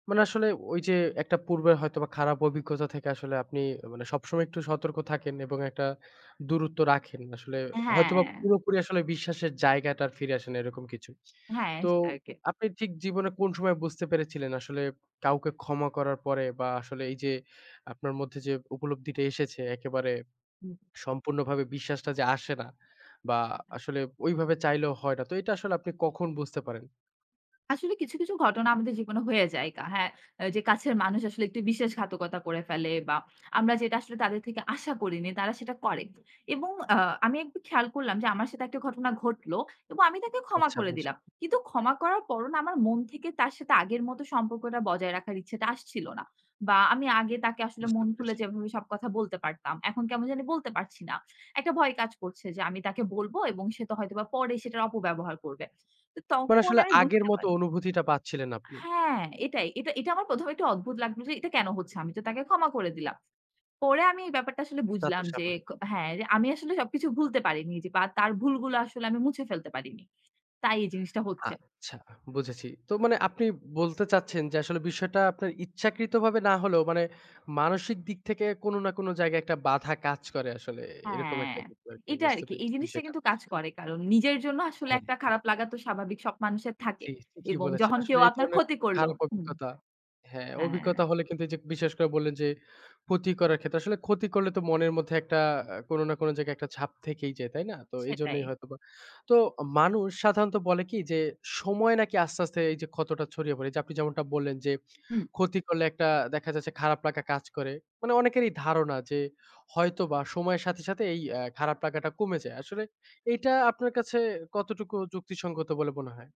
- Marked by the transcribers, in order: other noise; tapping; "ছাপ" said as "ঝাপ"
- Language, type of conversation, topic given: Bengali, podcast, ক্ষমা করা মানে কি সব ভুলও মুছে ফেলতে হবে বলে মনে করো?